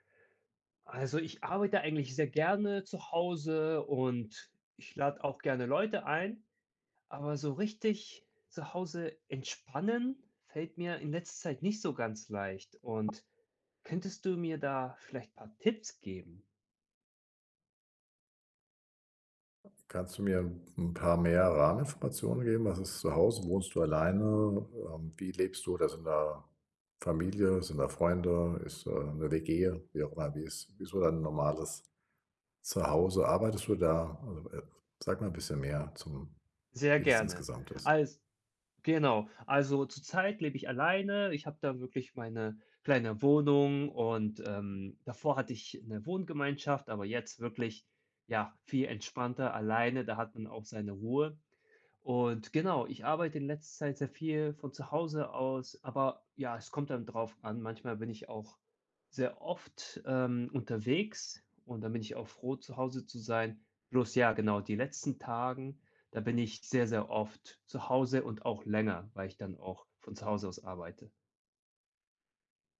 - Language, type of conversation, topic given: German, advice, Wie kann ich zu Hause endlich richtig zur Ruhe kommen und entspannen?
- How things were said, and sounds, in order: other background noise; tapping